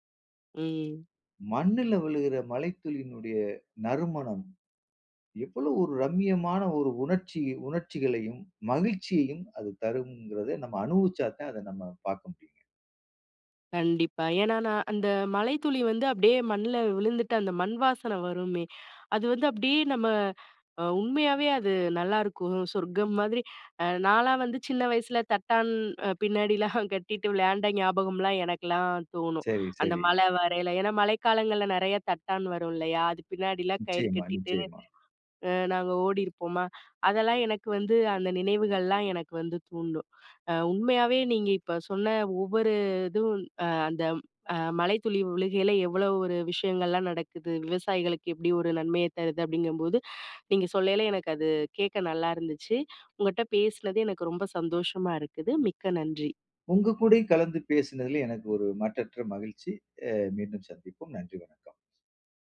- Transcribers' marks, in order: other background noise; joyful: "மண்ணுல விழுகிற மழைத்துளினுடைய, நறுமணம். எவ்வளோ … நம்ம பார்க்க முடியும்ங்க"; laughing while speaking: "பின்னாடிலாம்"
- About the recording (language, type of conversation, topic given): Tamil, podcast, மழை பூமியைத் தழுவும் போது உங்களுக்கு எந்த நினைவுகள் எழுகின்றன?